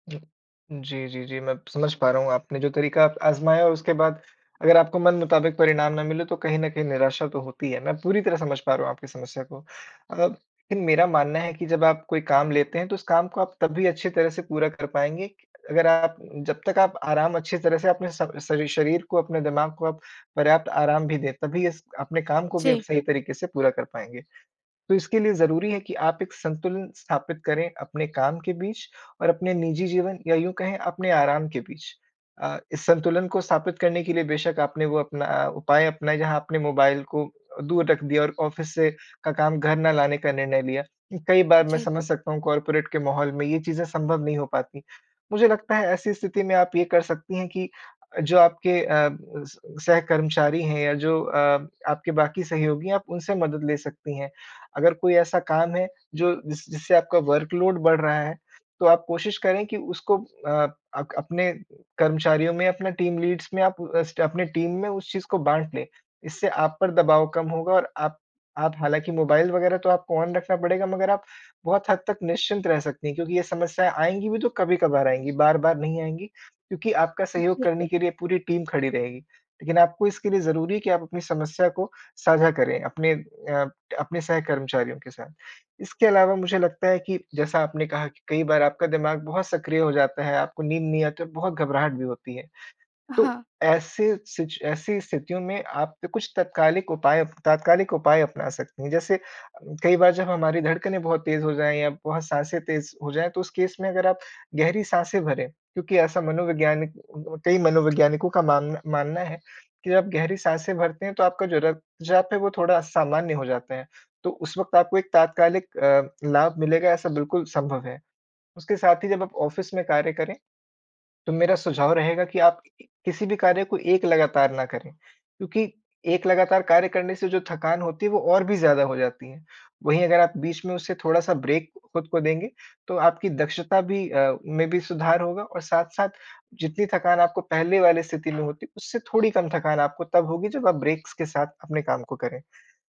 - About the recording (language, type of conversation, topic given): Hindi, advice, क्या आराम करते समय भी आपका मन लगातार काम के बारे में सोचता रहता है और आपको चैन नहीं मिलता?
- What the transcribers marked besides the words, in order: in English: "ऑफ़िस"; in English: "कॉर्पोरेट"; in English: "वर्कलोड"; in English: "टीम लीड्स"; in English: "टीम"; in English: "ऑन"; in English: "ओके"; in English: "टीम"; in English: "केस"; in English: "ऑफ़िस"; in English: "ब्रेक"; tapping; in English: "ब्रेक्स"